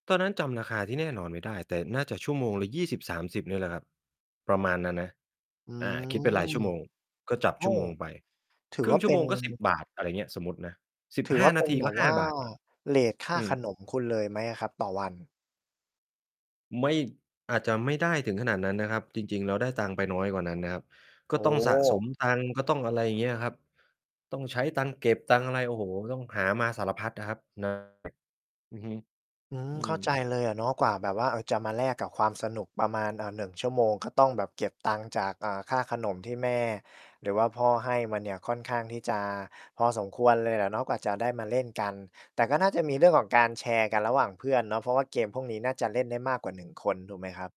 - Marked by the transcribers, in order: other background noise; static; tapping; mechanical hum
- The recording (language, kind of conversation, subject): Thai, podcast, ของเล่นสมัยเด็กชิ้นไหนที่คุณยังคิดถึงอยู่บ้าง?